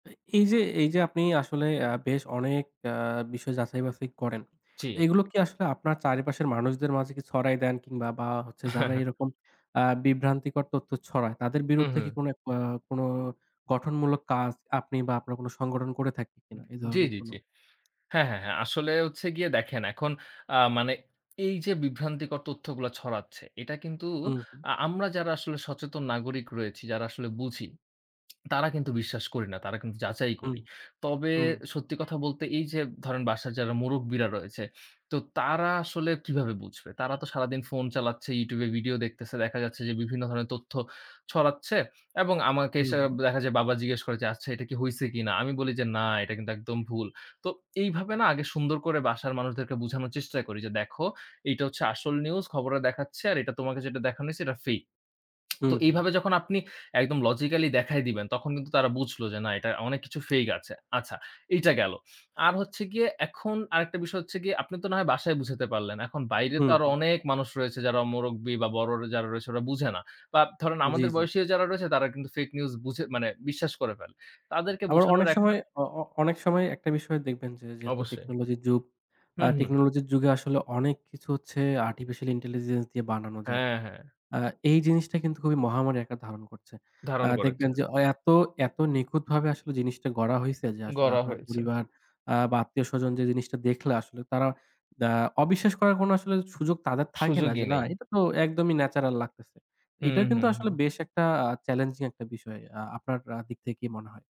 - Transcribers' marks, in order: chuckle; horn; tsk; other background noise; in English: "fake"; tsk; in English: "logically"; tapping; in English: "fake"; in English: "fake"
- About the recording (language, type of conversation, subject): Bengali, podcast, আপনি ভুয়া খবর চেনার জন্য কী করেন?
- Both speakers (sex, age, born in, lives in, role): male, 20-24, Bangladesh, Bangladesh, guest; male, 25-29, Bangladesh, Bangladesh, host